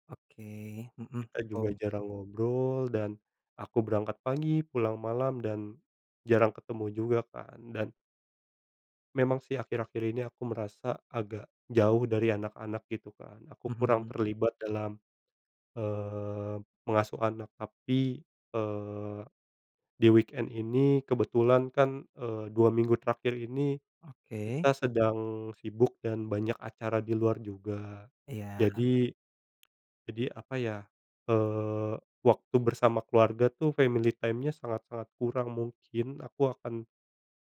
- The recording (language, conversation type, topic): Indonesian, advice, Pertengkaran yang sering terjadi
- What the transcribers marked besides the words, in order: in English: "di-weekend"; tapping; in English: "family time-nya"